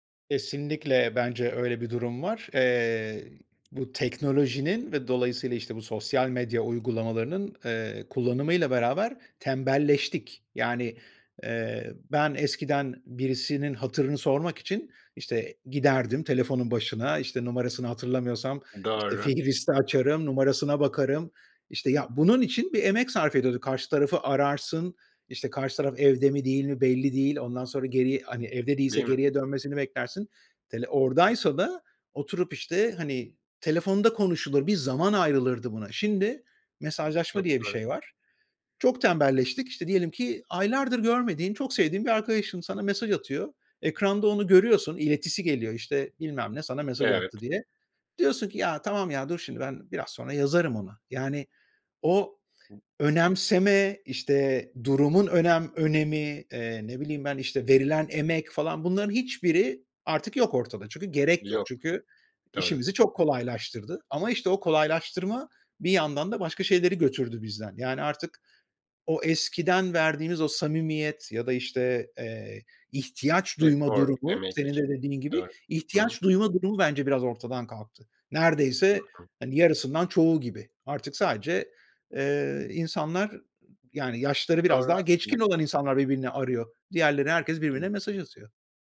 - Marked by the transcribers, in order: "Şimdi" said as "şindi"; unintelligible speech; other background noise; unintelligible speech
- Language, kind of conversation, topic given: Turkish, podcast, Sosyal medyanın ilişkiler üzerindeki etkisi hakkında ne düşünüyorsun?